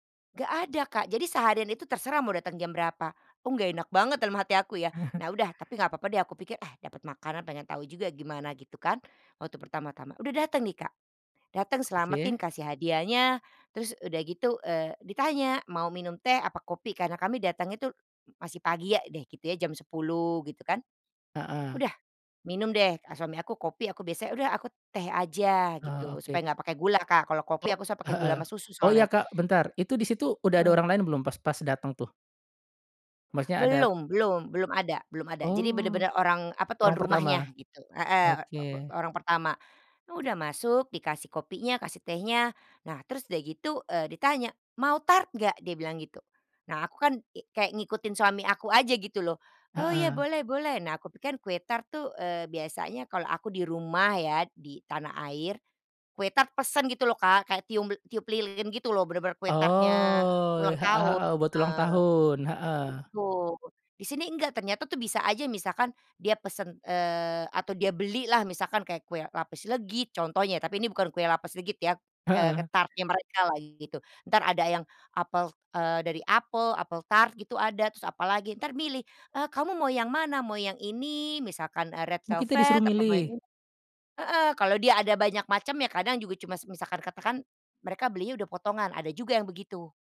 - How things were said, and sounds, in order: chuckle
- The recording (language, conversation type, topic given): Indonesian, podcast, Bisakah kamu menceritakan momen saat berbagi makanan dengan penduduk setempat?